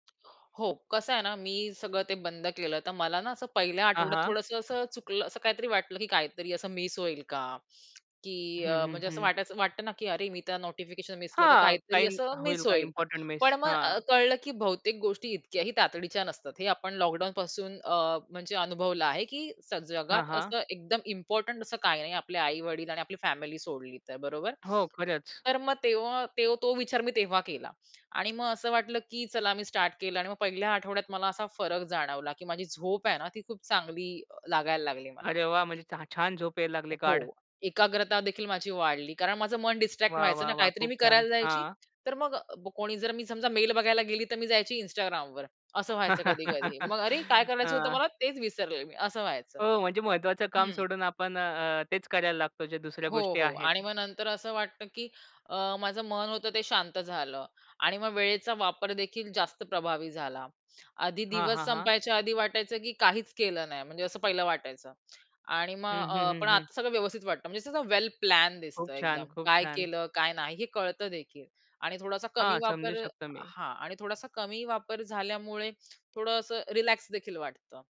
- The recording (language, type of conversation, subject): Marathi, podcast, तुम्ही सूचना बंद केल्यावर तुम्हाला कोणते बदल जाणवले?
- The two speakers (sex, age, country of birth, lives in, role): female, 30-34, India, India, guest; male, 25-29, India, India, host
- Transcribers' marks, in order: tapping; other background noise; laugh